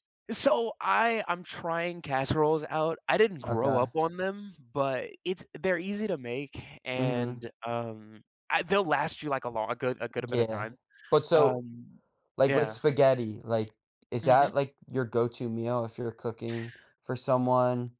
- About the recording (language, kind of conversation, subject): English, unstructured, What makes a home-cooked meal special to you?
- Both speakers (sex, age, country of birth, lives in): male, 20-24, United States, United States; male, 20-24, United States, United States
- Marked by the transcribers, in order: other background noise; tapping